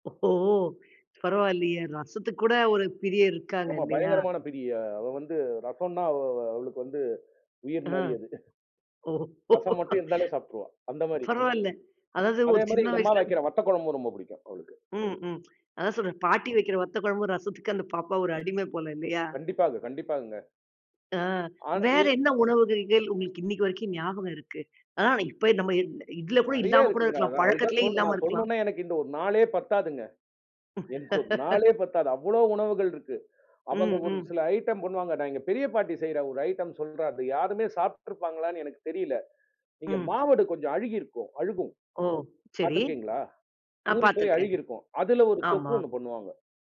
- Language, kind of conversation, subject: Tamil, podcast, பாரம்பரிய உணவுகளைப் பற்றிய உங்கள் நினைவுகளைப் பகிரலாமா?
- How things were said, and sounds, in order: other background noise; laughing while speaking: "ஓ!"; laugh; in English: "ஐடம்"; in English: "ஐடம்"